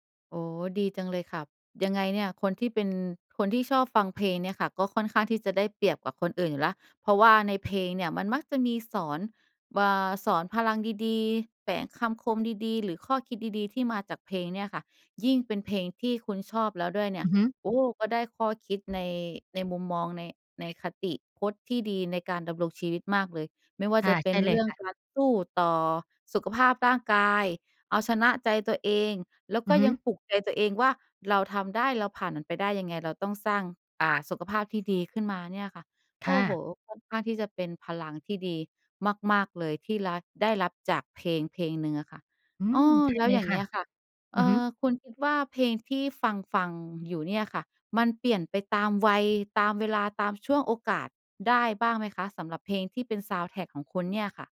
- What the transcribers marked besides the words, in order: tapping
- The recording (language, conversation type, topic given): Thai, podcast, เพลงอะไรที่คุณรู้สึกว่าเป็นเพลงประกอบชีวิตของคุณ?